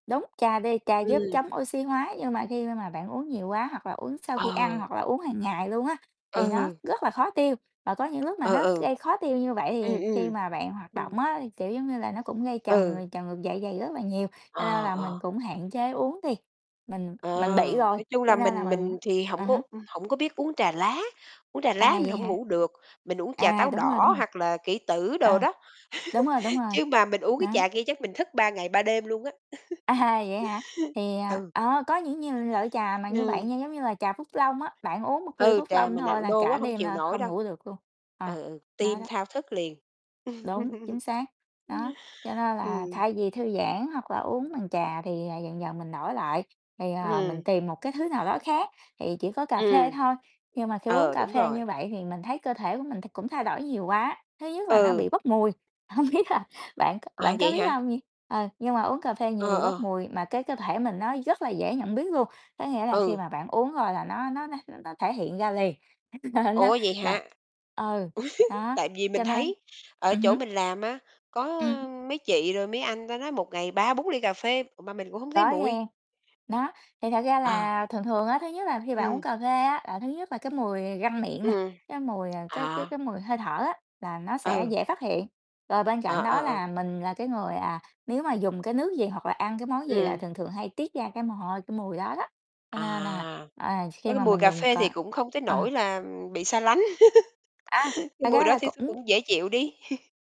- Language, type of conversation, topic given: Vietnamese, unstructured, Bạn nghĩ thế nào về việc công việc ảnh hưởng đến cuộc sống cá nhân của bạn?
- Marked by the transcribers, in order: distorted speech; tapping; static; laugh; laughing while speaking: "À"; laugh; other background noise; laugh; laughing while speaking: "hông biết là"; laugh; laugh; chuckle